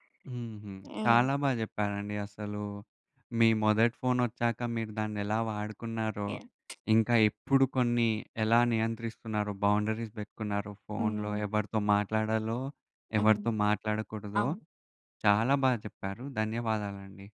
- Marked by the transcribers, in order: other background noise; in English: "బౌండరీస్"
- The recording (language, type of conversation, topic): Telugu, podcast, ఫోన్, వాట్సాప్ వాడకంలో మీరు పరిమితులు ఎలా నిర్ణయించుకుంటారు?